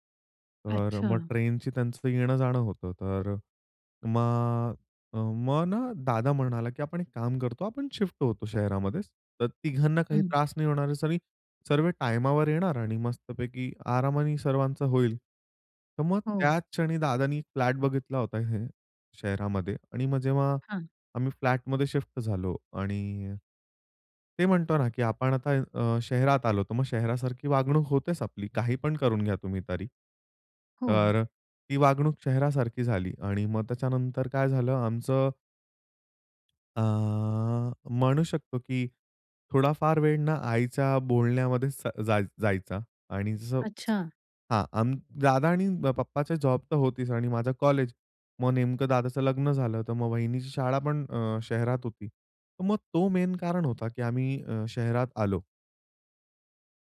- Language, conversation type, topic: Marathi, podcast, परदेशात किंवा शहरात स्थलांतर केल्याने तुमच्या कुटुंबात कोणते बदल झाले?
- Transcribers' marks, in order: in English: "शिफ्ट"; in English: "टाइमावर"; in English: "फ्लॅट"; in English: "फ्लॅटमध्ये शिफ्ट"; drawn out: "अ"; in English: "मेन"; in English: "मेन"